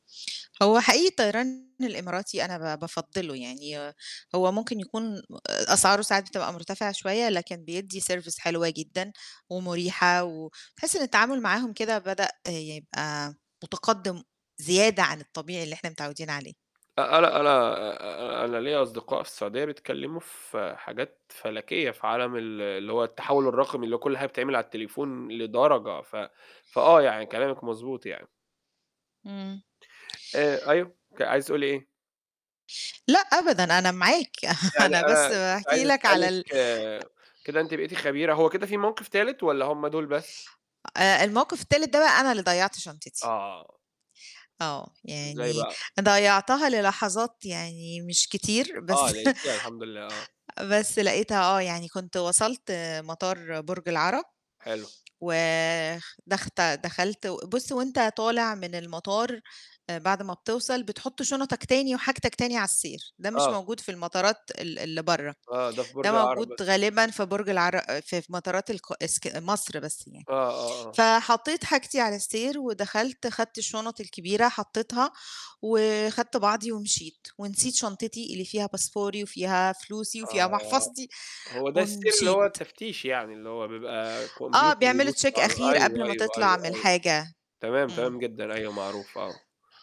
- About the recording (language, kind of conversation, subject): Arabic, podcast, احكيلي عن مرة شنط السفر ضاعت منك، عملت إيه بعد كده؟
- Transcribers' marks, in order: distorted speech; in English: "service"; laugh; other background noise; laughing while speaking: "بس"; laughing while speaking: "محفظتي"; in English: "check"